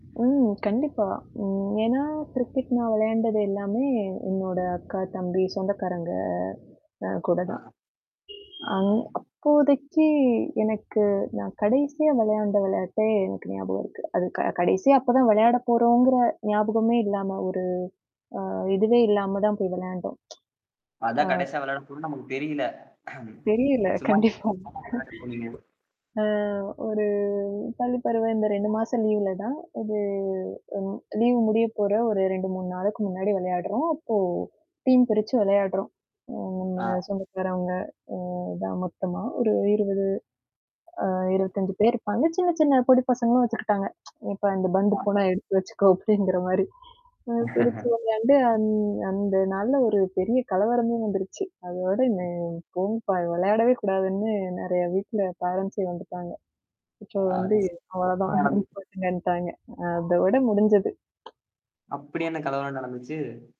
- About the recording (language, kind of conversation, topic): Tamil, podcast, வீடியோ கேம்கள் இல்லாத காலத்தில் நீங்கள் விளையாடிய விளையாட்டுகளைப் பற்றிய நினைவுகள் உங்களுக்குள்ளதா?
- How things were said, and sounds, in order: static; distorted speech; other background noise; horn; mechanical hum; tsk; laughing while speaking: "தெரியல. கண்டிப்பா"; unintelligible speech; tapping; tsk; unintelligible speech; laughing while speaking: "அந்த நாள்ல ஒரு பெரிய கலவரமே வந்துருச்சு"; unintelligible speech